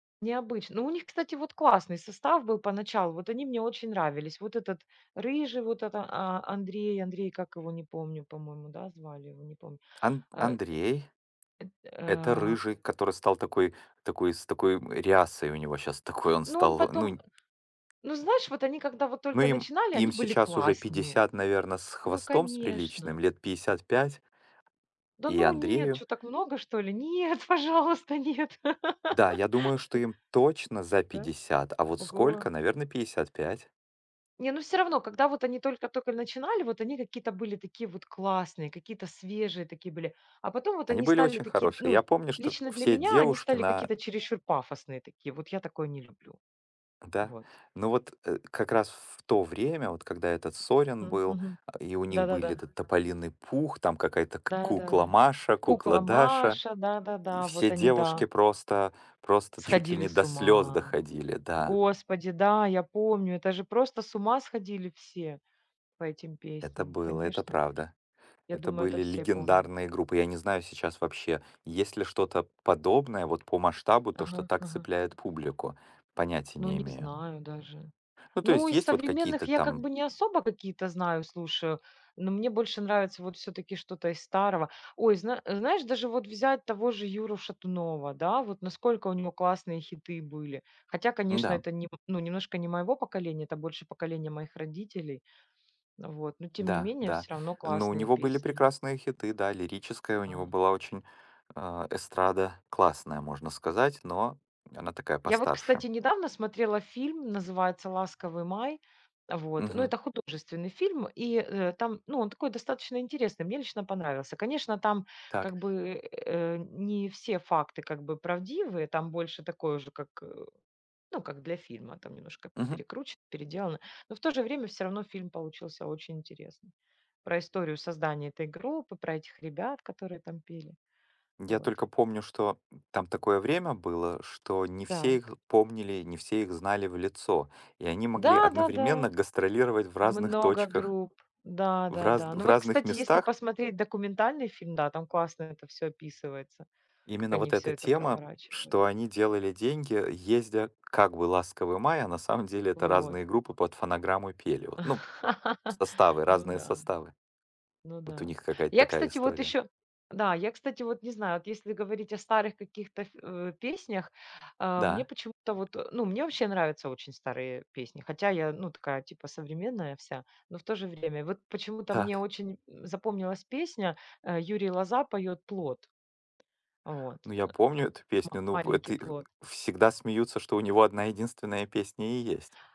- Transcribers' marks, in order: tapping; other background noise; "ряхой" said as "рясой"; laugh; laugh
- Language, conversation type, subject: Russian, unstructured, Какая песня напоминает тебе о счастливом моменте?